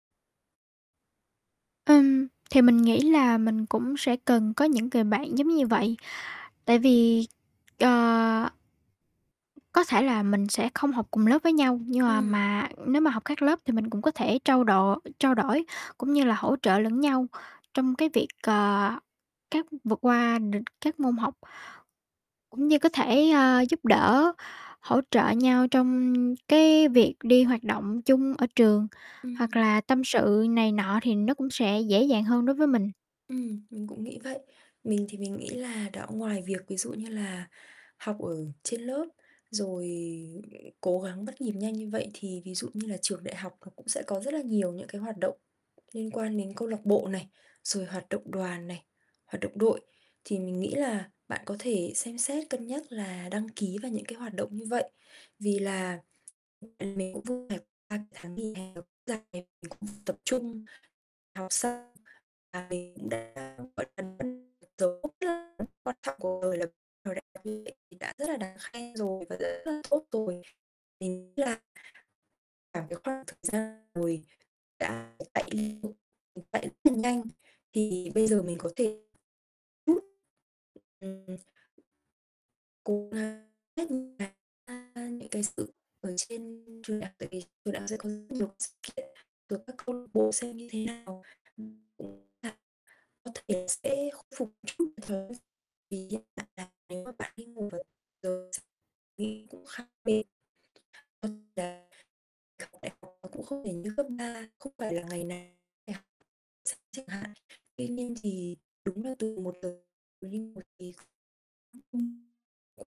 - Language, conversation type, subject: Vietnamese, advice, Sau một kỳ nghỉ dài, tôi nên bắt đầu phục hồi như thế nào?
- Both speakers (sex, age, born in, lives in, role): female, 18-19, Vietnam, Vietnam, user; female, 25-29, Vietnam, Vietnam, advisor
- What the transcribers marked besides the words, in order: tapping; static; other background noise; distorted speech; "được" said as "đựt"; other noise; unintelligible speech; unintelligible speech; unintelligible speech; unintelligible speech; unintelligible speech; unintelligible speech; unintelligible speech